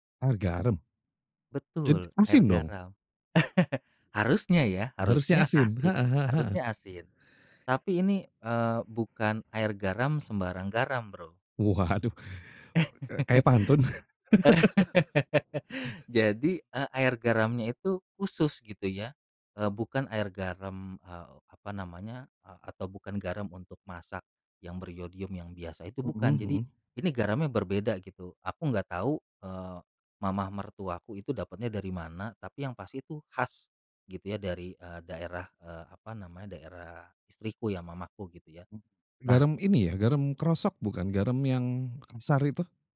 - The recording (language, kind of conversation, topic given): Indonesian, podcast, Bisakah kamu ceritakan satu tradisi keluarga yang paling berkesan buat kamu?
- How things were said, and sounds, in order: chuckle; tapping; other background noise; laughing while speaking: "Waduh!"; laugh; laugh; other noise